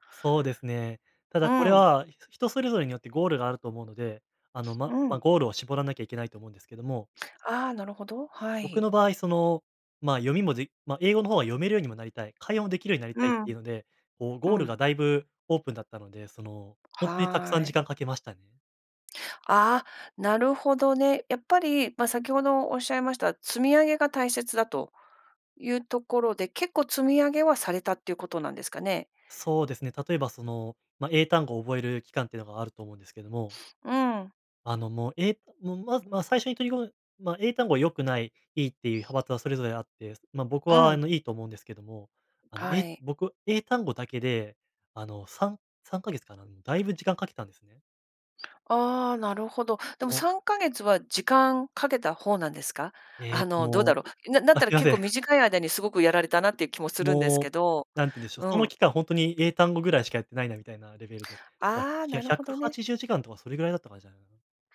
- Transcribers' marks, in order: other noise
- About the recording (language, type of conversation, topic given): Japanese, podcast, 上達するためのコツは何ですか？